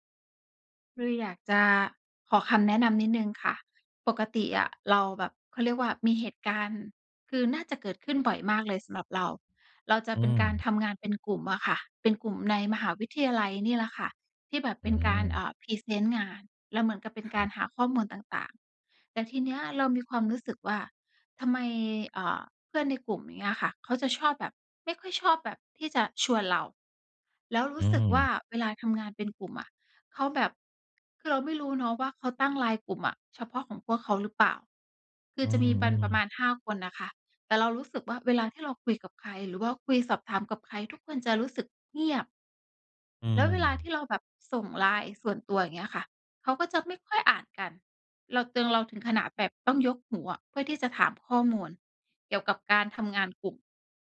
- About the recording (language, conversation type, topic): Thai, advice, ฉันควรทำอย่างไรเมื่อรู้สึกโดดเดี่ยวเวลาอยู่ในกลุ่มเพื่อน?
- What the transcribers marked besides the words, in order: none